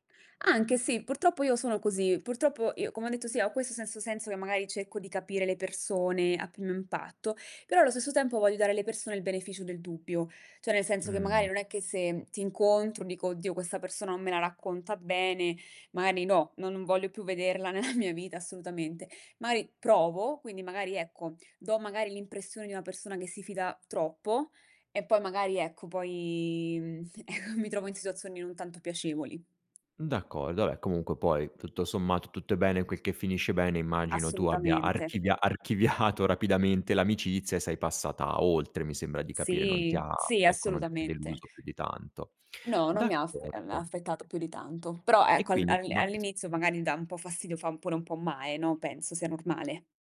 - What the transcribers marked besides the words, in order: "cerco" said as "cecco"; tapping; laughing while speaking: "nella"; laughing while speaking: "eco"; laughing while speaking: "archiviato"; "male" said as "mae"
- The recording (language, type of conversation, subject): Italian, podcast, Che cosa ti fa fidare di qualcuno quando parla?